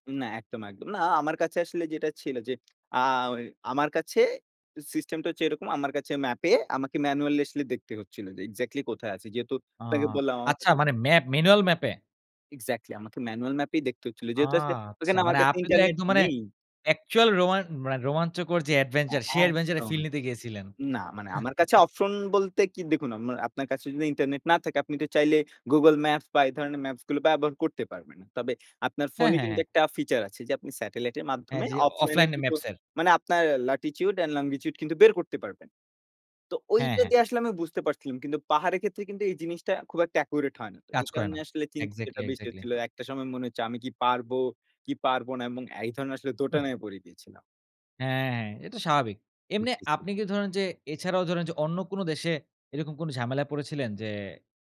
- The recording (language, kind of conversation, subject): Bengali, podcast, তোমার জীবনের সবচেয়ে স্মরণীয় সাহসিক অভিযানের গল্প কী?
- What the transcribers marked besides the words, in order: lip smack; in English: "manually"; chuckle; in English: "feature"; in English: "satallite"; in English: "latitude and longitude"; in English: "accurate"